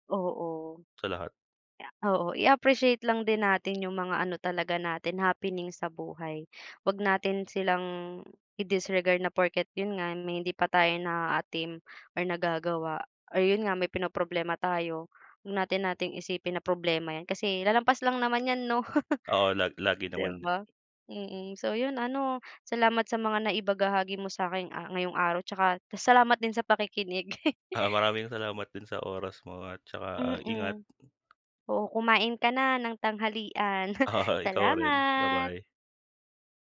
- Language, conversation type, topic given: Filipino, unstructured, Paano mo inilalarawan ang pakiramdam ng stress sa araw-araw?
- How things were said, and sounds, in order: tapping; other background noise; laugh; "naibahagi" said as "naibagahagi"; snort; laughing while speaking: "Oo"; scoff